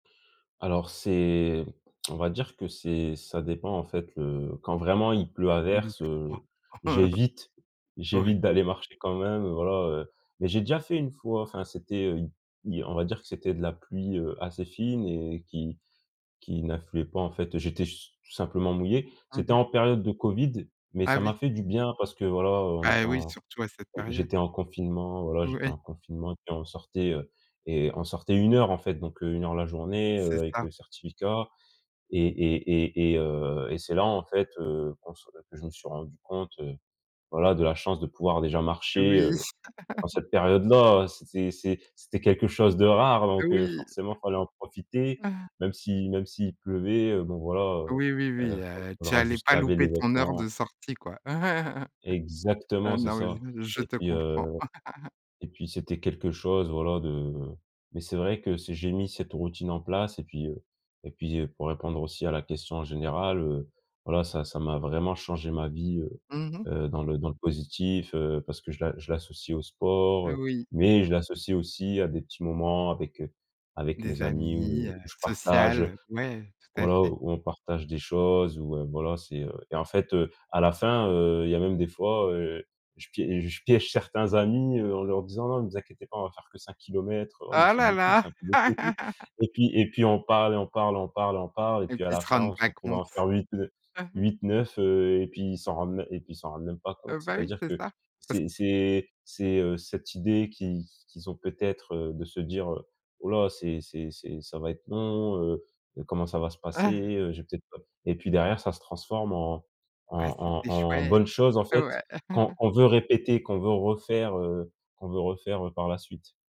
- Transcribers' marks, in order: tongue click; unintelligible speech; chuckle; tapping; chuckle; chuckle; unintelligible speech; chuckle; other background noise; chuckle; unintelligible speech; laugh; chuckle; chuckle; chuckle
- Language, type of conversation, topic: French, podcast, Quelle habitude a vraiment changé ta vie, et pourquoi ?